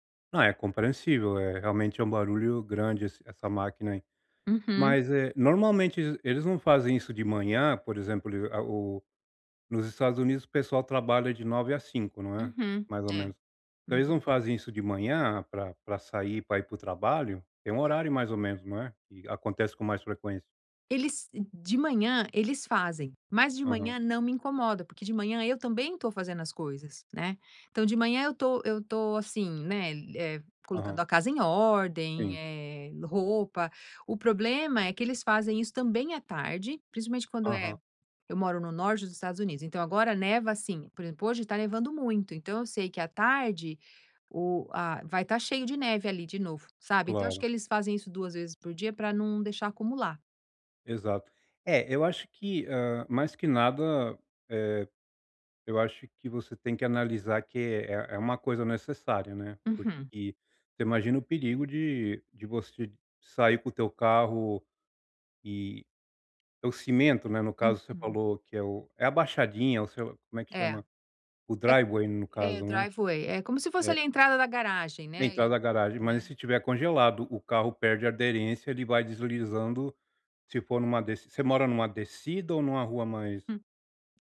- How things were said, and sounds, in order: in English: "driveway"; in English: "driveway"
- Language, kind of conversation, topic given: Portuguese, advice, Como posso relaxar em casa com tantas distrações e barulho ao redor?